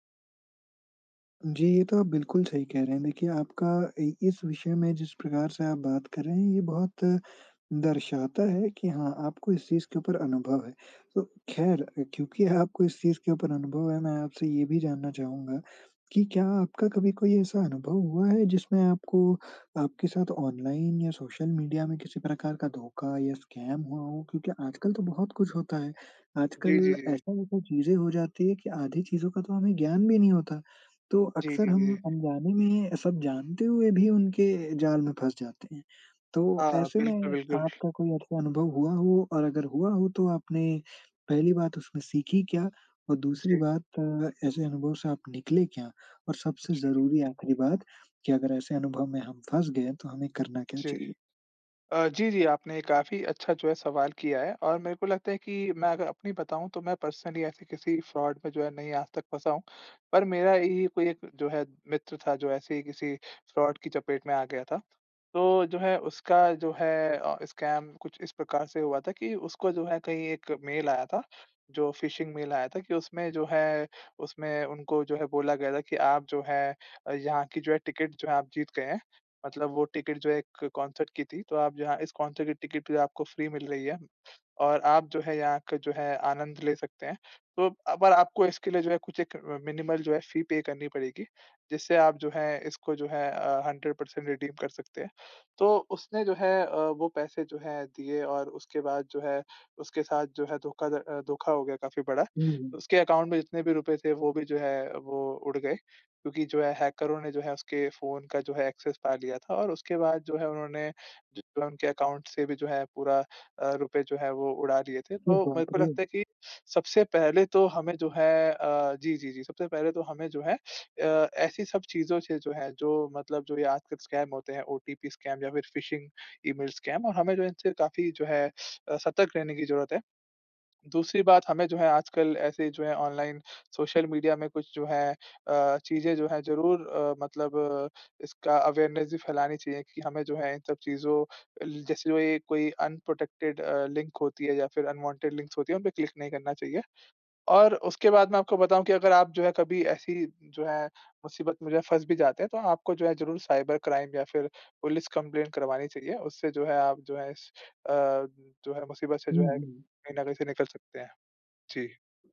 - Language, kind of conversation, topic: Hindi, podcast, ऑनलाइन और सोशल मीडिया पर भरोसा कैसे परखा जाए?
- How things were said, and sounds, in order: in English: "स्कैम"; other background noise; in English: "पर्सनली"; in English: "फ्रॉड"; in English: "फ्रॉड"; in English: "स्कैम"; in English: "फिशिंग मेल"; in English: "कंसर्ट"; in English: "कंसर्ट"; in English: "फ्री"; in English: "मिनिमल"; in English: "फ़ी पे"; in English: "हंड्रेड पर्सेंट रिडीम"; in English: "अकाउंट"; in English: "एक्सेस"; in English: "अकाउंट"; in English: "स्कैम"; in English: "ओटीपी स्कैम"; in English: "फिशिंग ईमेल स्कैम"; in English: "अवेयरनेस"; in English: "अनप्रोटेक्टेड"; in English: "अनवांटेड लिंक्स"; in English: "क्लिक"; in English: "साइबर क्राइम"; in English: "कंप्लेन"